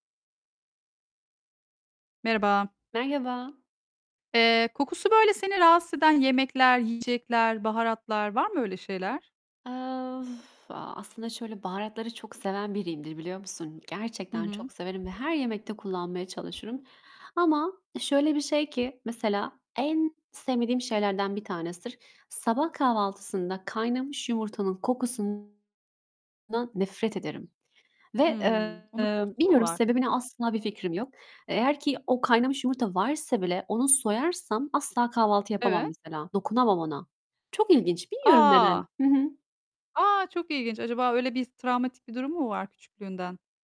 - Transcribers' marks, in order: tapping; distorted speech; other background noise; static
- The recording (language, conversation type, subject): Turkish, unstructured, Kokusu seni en çok rahatsız eden yemek hangisi?